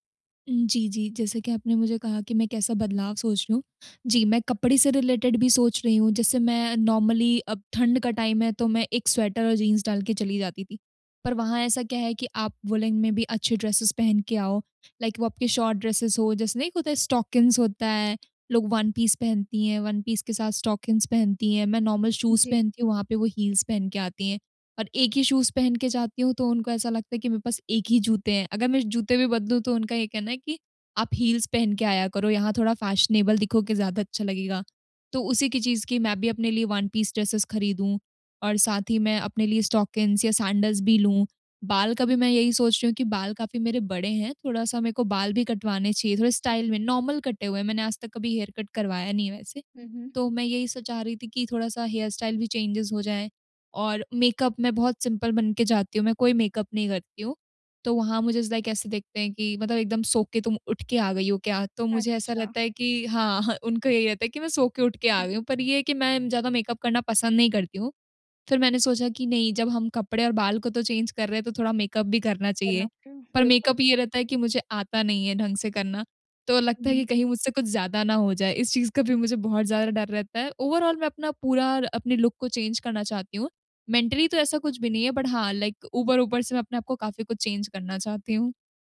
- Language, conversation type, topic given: Hindi, advice, नया रूप या पहनावा अपनाने में मुझे डर क्यों लगता है?
- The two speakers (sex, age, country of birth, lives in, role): female, 20-24, India, India, user; female, 45-49, India, India, advisor
- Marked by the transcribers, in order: in English: "रिलेटेड"; in English: "नॉर्मली"; in English: "टाइम"; in English: "वूलेन"; in English: "ड्रेसेज़"; in English: "लाइक"; in English: "शॉर्ट ड्रेसेज़"; in English: "स्टॉकिन्स"; in English: "वन पीस"; in English: "वन पीस"; in English: "स्टॉकिन्स"; in English: "नॉर्मल शूज़"; in English: "शूज़"; in English: "फैशनेबल"; in English: "वन पीस ड्रेसेज़"; in English: "स्टॉकिन्स"; in English: "सैंडल्स"; in English: "स्टाइल"; in English: "नॉर्मल"; in English: "हेयर कट"; in English: "हेयर स्टाइल"; in English: "चेंजज़"; in English: "सिंपल"; in English: "इज़ लाइक"; laughing while speaking: "हाँ"; in English: "चेंज"; in English: "ओवरॉल"; in English: "लुक"; in English: "चेंज"; in English: "मेंटली"; in English: "बट"; in English: "लाइक"; in English: "चेंज"